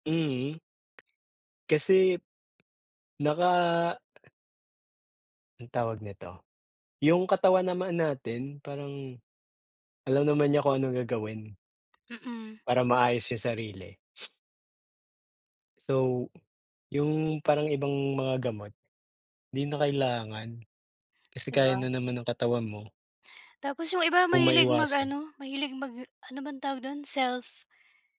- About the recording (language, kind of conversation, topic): Filipino, unstructured, Paano ka magpapasya kung matutulog ka nang maaga o magpupuyat?
- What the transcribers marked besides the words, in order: sniff